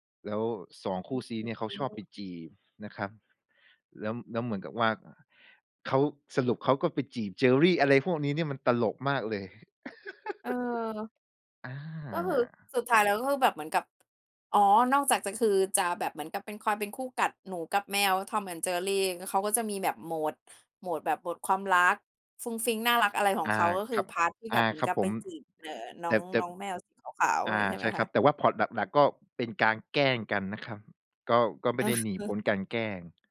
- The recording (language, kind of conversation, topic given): Thai, podcast, ตอนเด็กๆ คุณดูการ์ตูนเรื่องไหนที่ยังจำได้แม่นที่สุด?
- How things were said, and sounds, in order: chuckle; in English: "พาร์ต"; chuckle